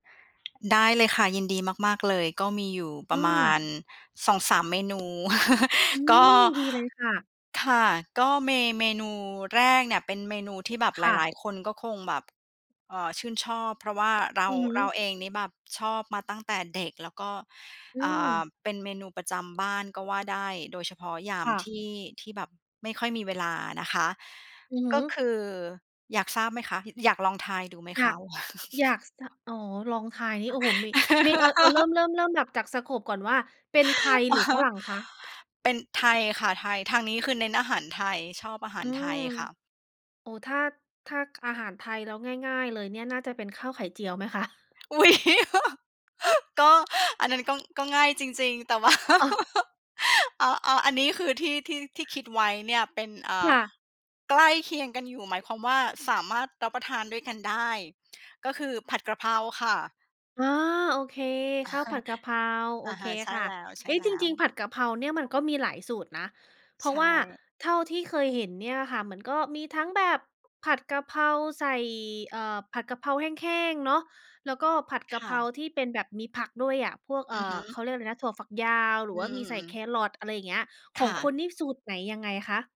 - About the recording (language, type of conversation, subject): Thai, podcast, แนะนำสูตรทำอาหารง่ายๆ ที่ทำเองที่บ้านได้ไหม?
- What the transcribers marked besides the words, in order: tapping; chuckle; other background noise; chuckle; laugh; in English: "สโกป"; laughing while speaking: "อะฮะ"; laughing while speaking: "คะ ?"; laughing while speaking: "อุ๊ย"; laughing while speaking: "แต่ว่า อ๋อ ๆ อันนี้คือที่"; chuckle